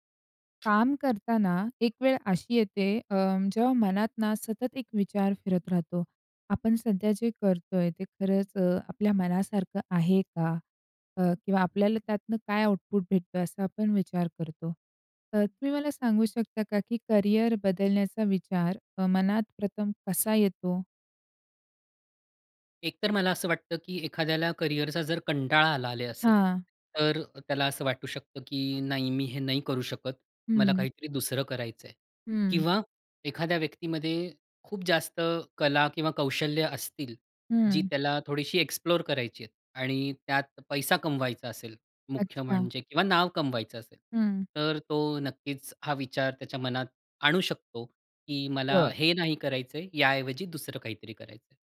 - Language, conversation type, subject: Marathi, podcast, करिअर बदलायचं असलेल्या व्यक्तीला तुम्ही काय सल्ला द्याल?
- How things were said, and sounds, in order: tapping; in English: "आउटपुट"